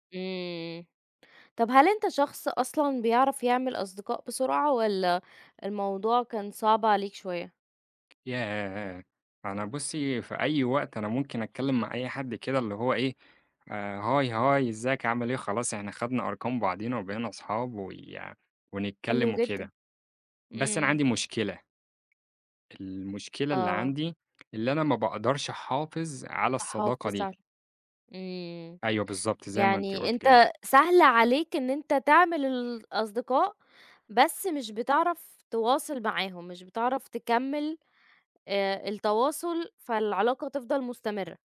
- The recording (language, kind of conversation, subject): Arabic, podcast, إيه نصيحتك للي حاسس بالوحدة؟
- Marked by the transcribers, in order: tapping